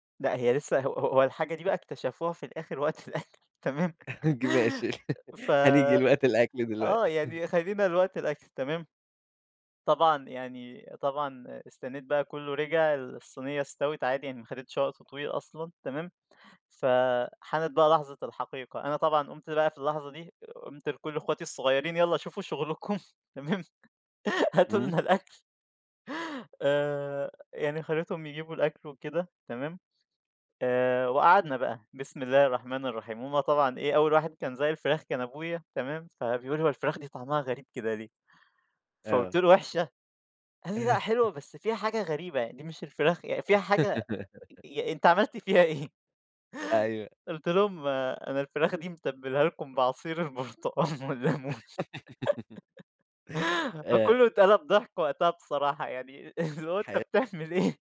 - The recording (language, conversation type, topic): Arabic, podcast, احكيلنا عن أول مرة طبخت فيها لحد بتحبه؟
- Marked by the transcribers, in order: laughing while speaking: "ج ماشي"; laughing while speaking: "وقت الأكل، تمام؟"; laughing while speaking: "يالّا شوفوا شغلكم، تمام؟ هاتوا لنا الأكل"; laugh; laugh; laughing while speaking: "فيها إيه؟"; laughing while speaking: "بعصير البرتقان والليمون. فكُلُّه اتقلب … أنت بتعمل إيه؟"; giggle